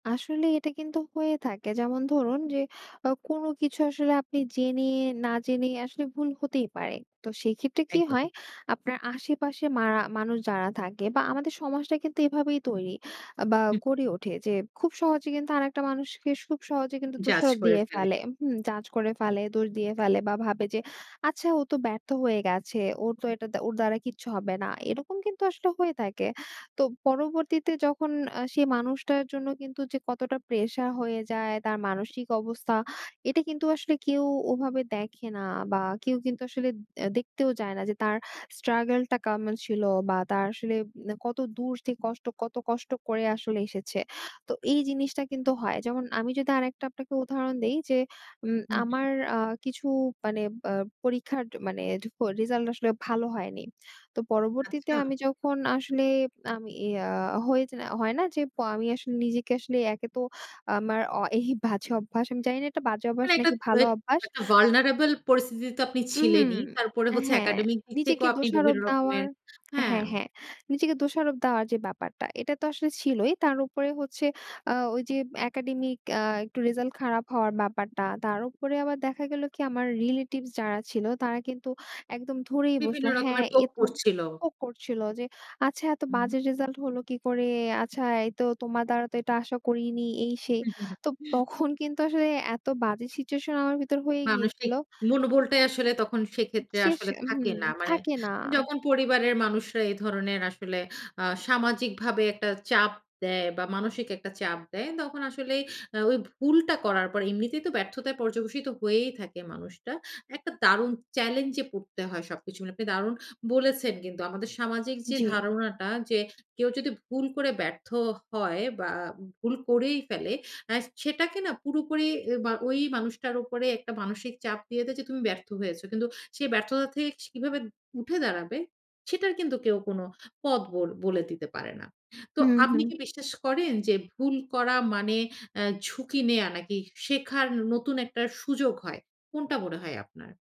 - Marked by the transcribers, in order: in English: "struggle"; in English: "web"; in English: "vulnareble"; in English: "academic"; in English: "poke"; other background noise
- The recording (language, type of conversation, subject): Bengali, podcast, ভুল থেকে শেখা অভিজ্ঞতা কাজে লাগিয়ে আপনি ভবিষ্যৎ কীভাবে পরিকল্পনা করেন?